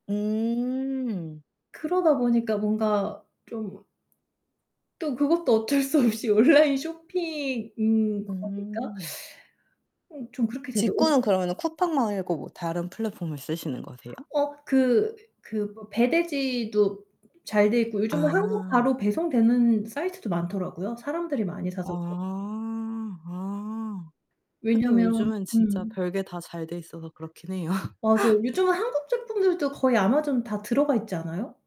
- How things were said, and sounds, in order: laughing while speaking: "어쩔 수 없이 온라인"; distorted speech; background speech; tapping; other background noise; laughing while speaking: "해요"
- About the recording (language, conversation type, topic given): Korean, unstructured, 온라인 쇼핑과 오프라인 쇼핑 중 어느 쪽이 더 편리하다고 생각하시나요?